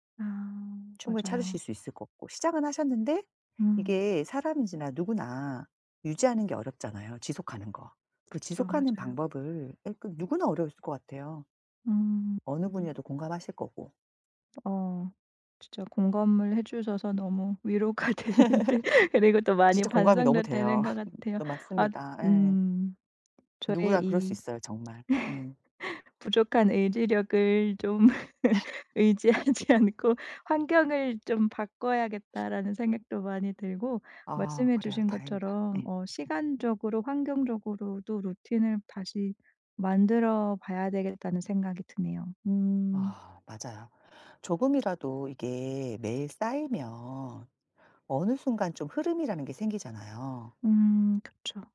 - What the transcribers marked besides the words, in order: tapping; other background noise; laughing while speaking: "위로가 되는데"; laugh; laugh; laugh; laughing while speaking: "의지하지 않고"; laugh
- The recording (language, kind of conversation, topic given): Korean, advice, 매일 공부하거나 업무에 몰입할 수 있는 루틴을 어떻게 만들 수 있을까요?